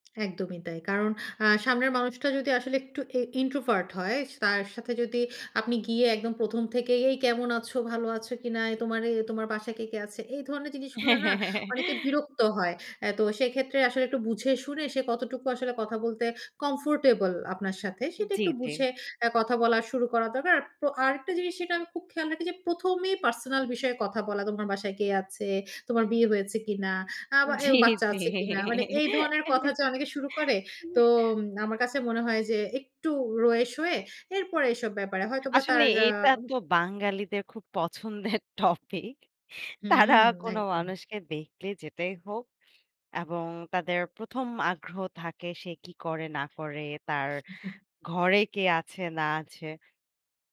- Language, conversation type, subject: Bengali, podcast, চাকরি বা স্কুলে মানুষের সঙ্গে কীভাবে বন্ধুত্ব গড়ে তোলেন?
- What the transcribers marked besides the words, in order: laughing while speaking: "হ্যাঁ, হ্যাঁ, হ্যাঁ"; in English: "কমফোর্টেবল"; in English: "পার্সোনাল"; laughing while speaking: "জ্বী, জ্বী"; laugh; laughing while speaking: "পছন্দের টপিক। তারা কোন মানুষকে"; chuckle; tapping; chuckle